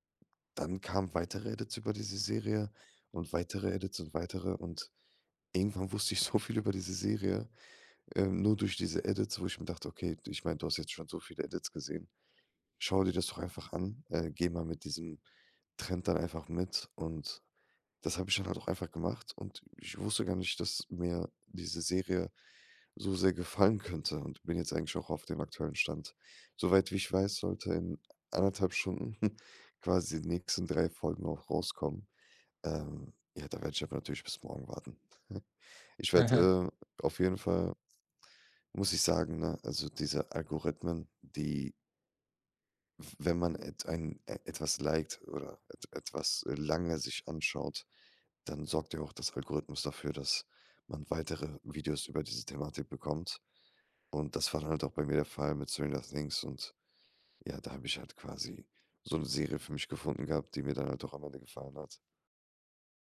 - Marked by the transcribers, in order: laughing while speaking: "so viel"; snort; chuckle
- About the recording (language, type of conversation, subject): German, podcast, Wie beeinflussen Algorithmen unseren Seriengeschmack?